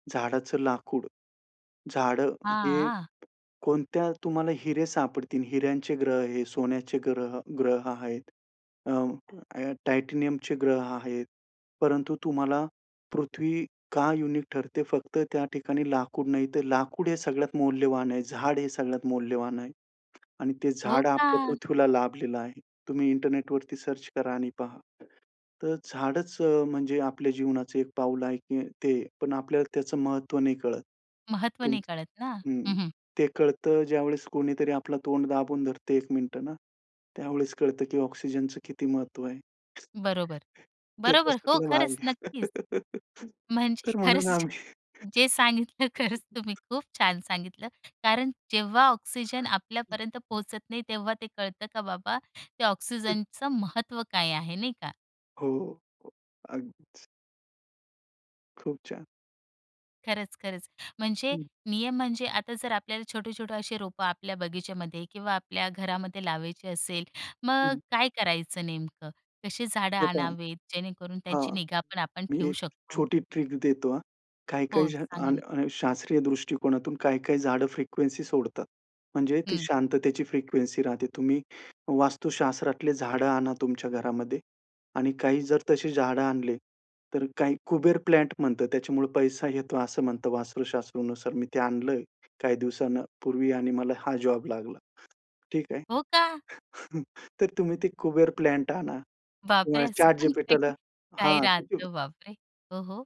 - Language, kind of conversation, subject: Marathi, podcast, रोप लावल्यानंतर तुम्हाला कोणती जबाबदारी सर्वात महत्त्वाची वाटते?
- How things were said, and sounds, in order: tapping; other background noise; chuckle; laughing while speaking: "जे जे सांगितलं खरंच"; chuckle; other noise; in English: "ट्रिक"; chuckle; laughing while speaking: "काही"; chuckle